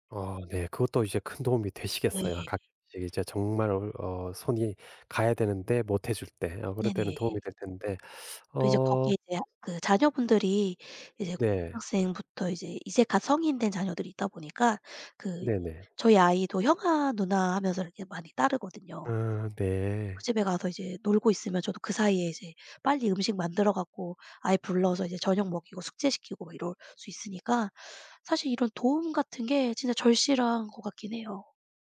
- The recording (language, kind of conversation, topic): Korean, advice, 번아웃으로 의욕이 사라져 일상 유지가 어려운 상태를 어떻게 느끼시나요?
- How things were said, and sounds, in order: other background noise; tapping